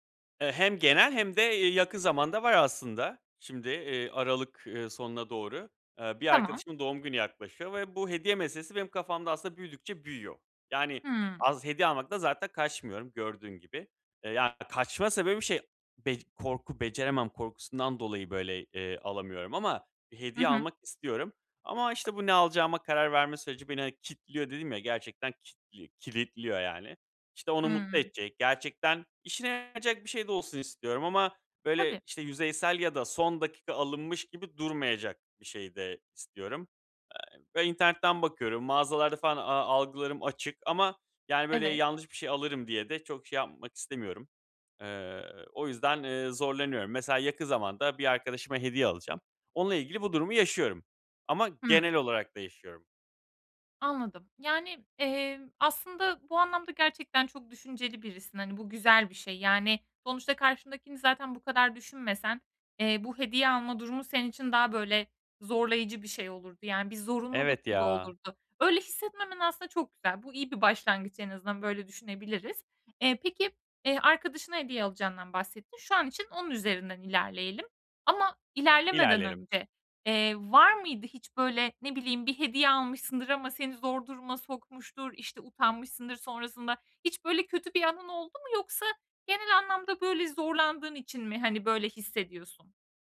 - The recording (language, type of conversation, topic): Turkish, advice, Hediye için iyi ve anlamlı fikirler bulmakta zorlanıyorsam ne yapmalıyım?
- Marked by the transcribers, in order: other background noise; tapping; other noise